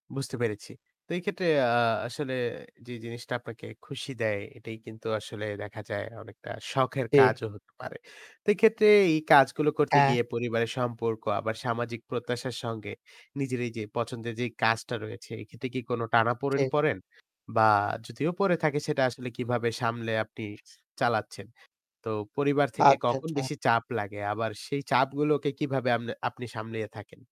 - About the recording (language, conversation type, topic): Bengali, podcast, কোন ধরনের কাজ করলে তুমি সত্যিই খুশি হও বলে মনে হয়?
- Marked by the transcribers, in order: static